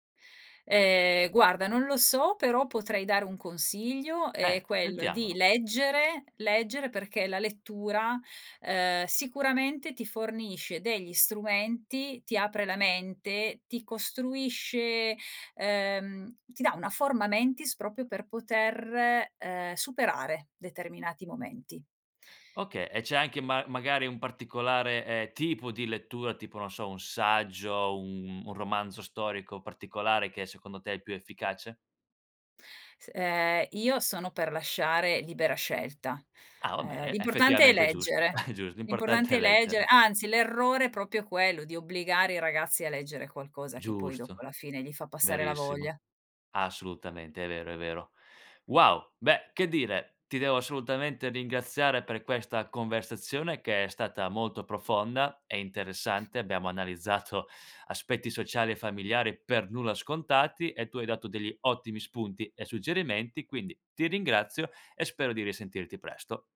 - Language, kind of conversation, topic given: Italian, podcast, Quali valori della tua famiglia vuoi tramandare, e perché?
- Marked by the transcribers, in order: in Latin: "forma mentis"; "proprio" said as "propio"; "Okay" said as "oka"; chuckle; laughing while speaking: "l'importante"; "proprio" said as "propio"; other background noise